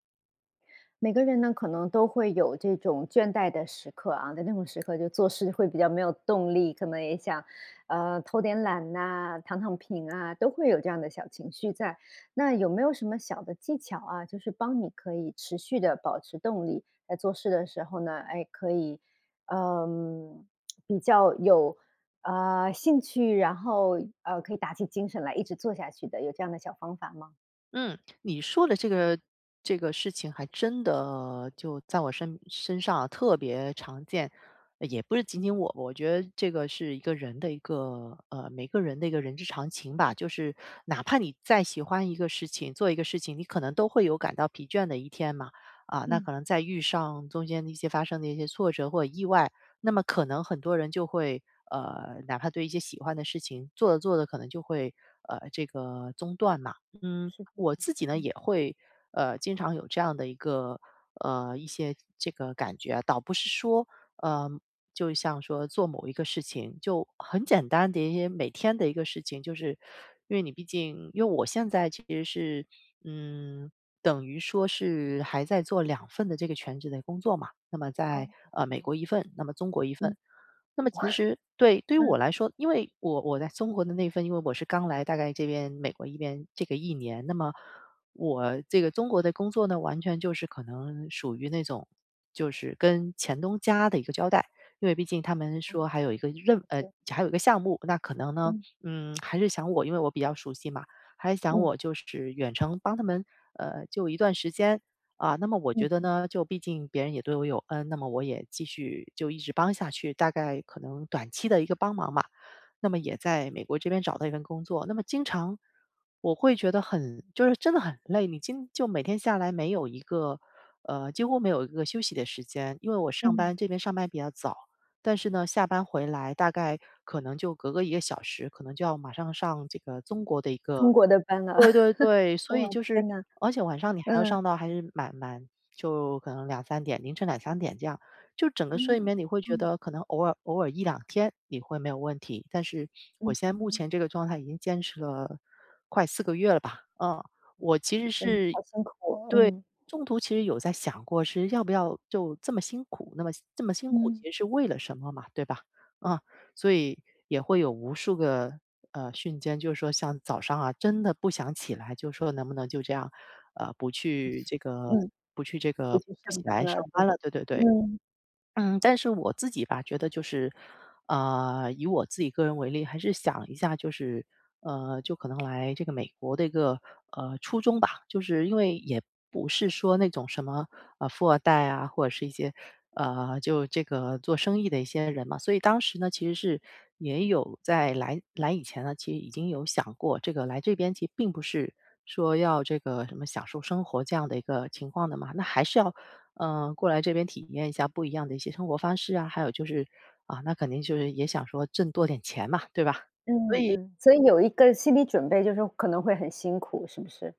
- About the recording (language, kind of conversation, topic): Chinese, podcast, 有哪些小技巧能帮你保持动力？
- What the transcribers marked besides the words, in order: other background noise; lip smack; stressed: "再"; other noise; joyful: "我在中国的那份"; unintelligible speech; chuckle; swallow